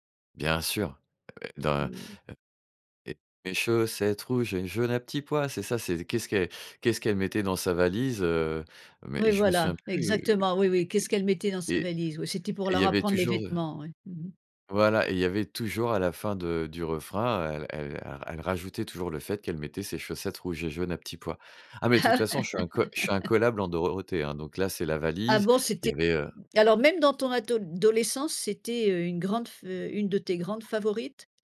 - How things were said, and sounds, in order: singing: "chaussette rouge et une jaune à petits pois"; laugh; "Dorothée" said as "Dororothée"; "dolescence" said as "adolescence"
- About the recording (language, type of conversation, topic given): French, podcast, Quelle chanson te ramène directement à ton adolescence ?